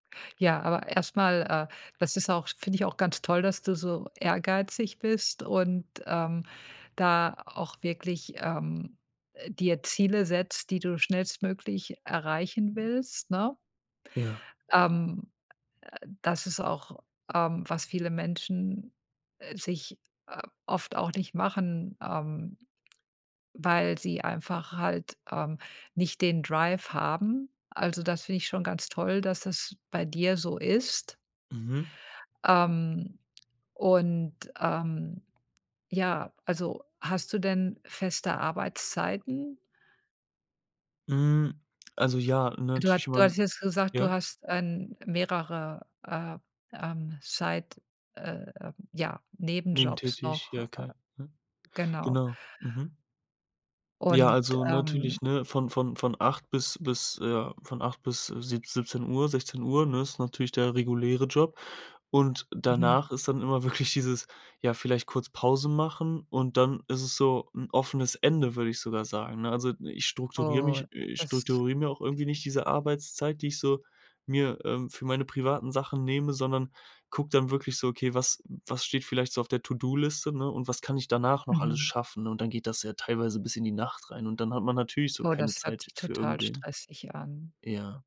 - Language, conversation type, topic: German, advice, Wie findest du eine gute Balance zwischen Beziehung, Beruf und Freundschaften?
- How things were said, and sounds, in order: other background noise; "ähm" said as "ähn"; in English: "Side"; laughing while speaking: "wirklich"